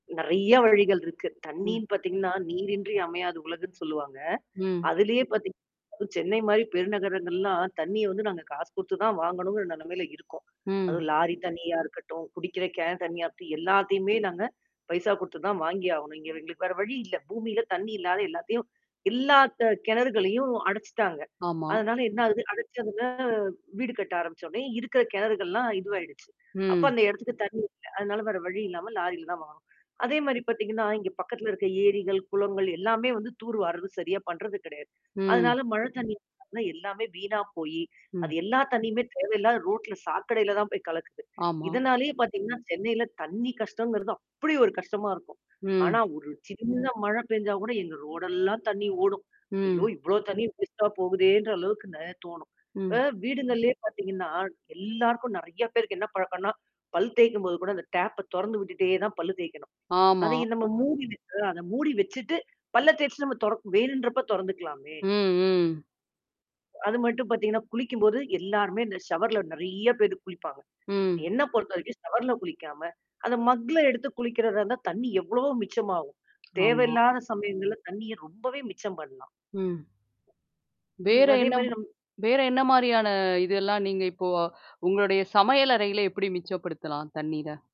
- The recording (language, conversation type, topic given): Tamil, podcast, நீர் மிச்சப்படுத்த எளிய வழிகள் என்னென்ன என்று சொல்கிறீர்கள்?
- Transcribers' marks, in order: distorted speech; mechanical hum; other noise; unintelligible speech; "நெறையா" said as "நய"; other background noise